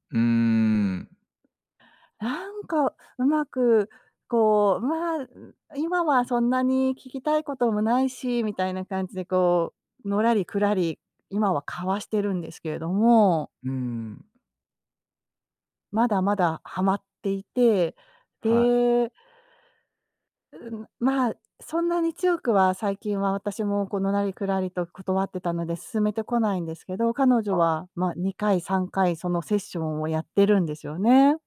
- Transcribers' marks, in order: none
- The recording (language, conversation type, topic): Japanese, advice, 友人の行動が個人的な境界を越えていると感じたとき、どうすればよいですか？